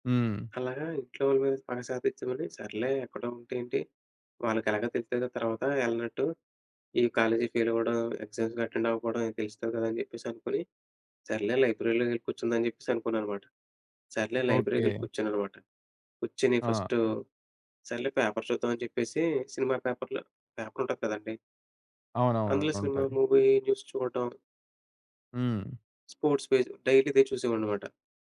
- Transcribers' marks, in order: in English: "ఫెయిల్"; in English: "ఎగ్జామ్స్‌కి అటెండ్"; in English: "లైబ్రరీలోకి"; in English: "లైబ్రరీకి"; in English: "ఫస్ట్"; in English: "పేపర్"; in English: "పేపర్"; in English: "మూవీ న్యూస్"; other background noise; in English: "స్పోర్ట్స్ పేజ్ డైలీ"
- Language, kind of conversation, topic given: Telugu, podcast, మీ జీవితంలో తీసుకున్న ఒక పెద్ద నిర్ణయం గురించి చెప్పగలరా?